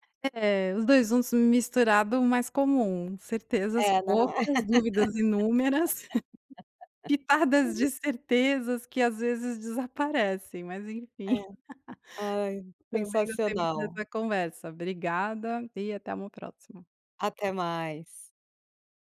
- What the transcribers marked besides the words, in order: laugh; laugh
- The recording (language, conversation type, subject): Portuguese, podcast, Como você lida com dúvidas sobre quem você é?